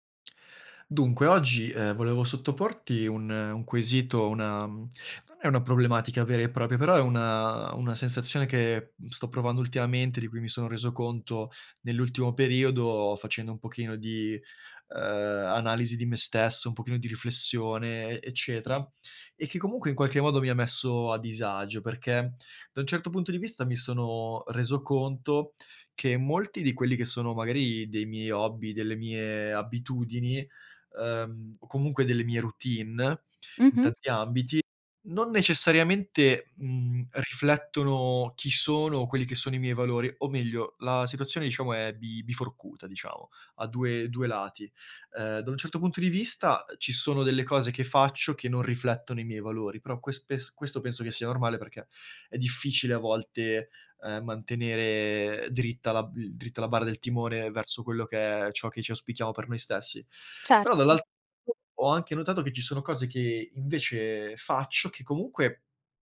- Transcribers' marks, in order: "propria" said as "propia"; other background noise; unintelligible speech
- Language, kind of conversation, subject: Italian, advice, Come posso costruire abitudini quotidiane che riflettano davvero chi sono e i miei valori?